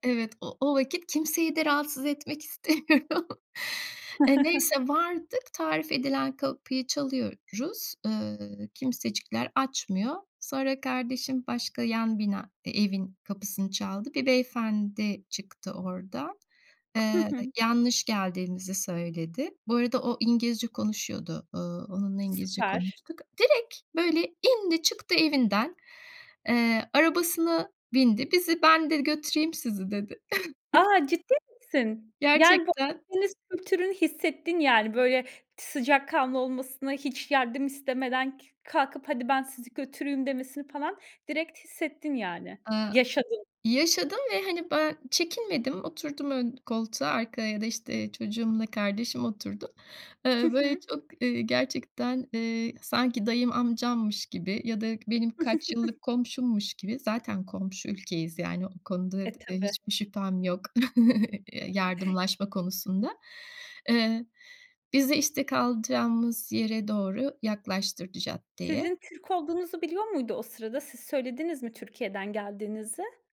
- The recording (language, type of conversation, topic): Turkish, podcast, Dilini bilmediğin hâlde bağ kurduğun ilginç biri oldu mu?
- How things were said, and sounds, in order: laughing while speaking: "istemiyorum"; chuckle; "çalıyoruz" said as "çalıyorruz"; tapping; surprised: "A, ciddi misin?"; chuckle; other background noise; "götüreyim" said as "götürüyüm"; chuckle; chuckle